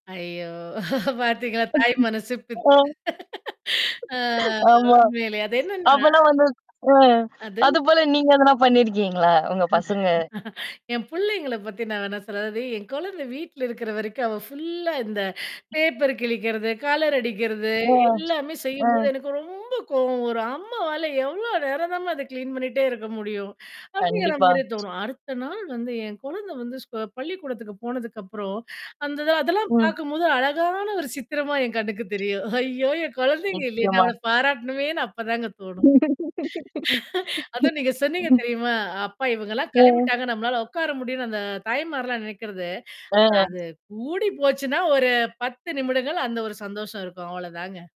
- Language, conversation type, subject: Tamil, podcast, வீட்டை வீடு போல உணர வைக்கும் சிறிய விஷயம் எது?
- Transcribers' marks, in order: laughing while speaking: "பாத்தீங்களா தாய் மனசு பித்து"; mechanical hum; other background noise; drawn out: "ஆ"; static; other noise; laugh; in English: "ஃபுல்லா"; in English: "கிளீன்"; laughing while speaking: "ஐயோ! என் குழந்தைங்க இல்லையே நான் அவளை"; laugh; chuckle; tapping